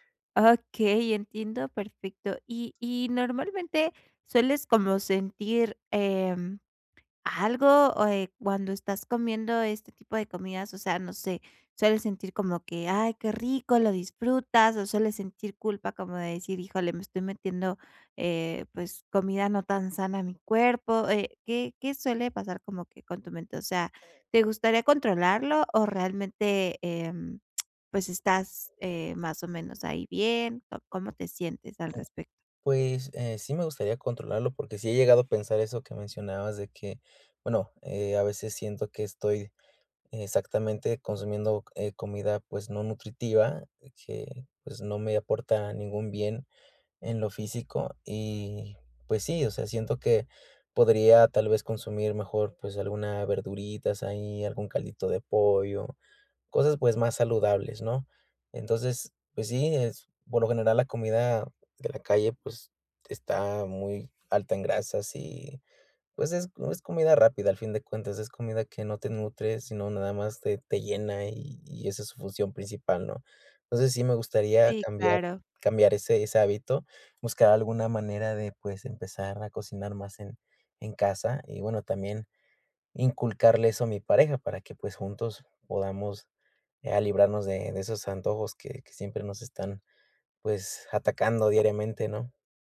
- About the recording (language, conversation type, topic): Spanish, advice, ¿Cómo puedo controlar los antojos y comer menos por emociones?
- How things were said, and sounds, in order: other background noise; tapping